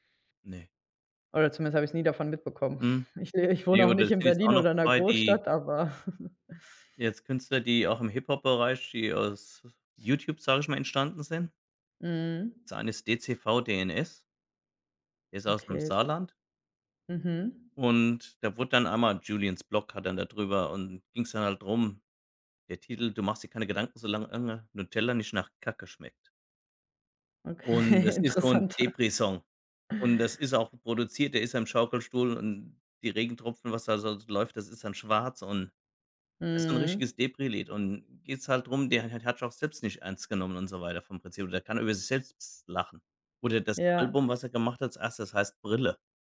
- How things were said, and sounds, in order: snort; laughing while speaking: "äh"; chuckle; laughing while speaking: "Okay, interessant"
- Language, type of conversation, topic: German, unstructured, Was hältst du von Künstlern, die nur auf Klickzahlen achten?
- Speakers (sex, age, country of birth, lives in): female, 25-29, Germany, Spain; male, 45-49, Germany, Germany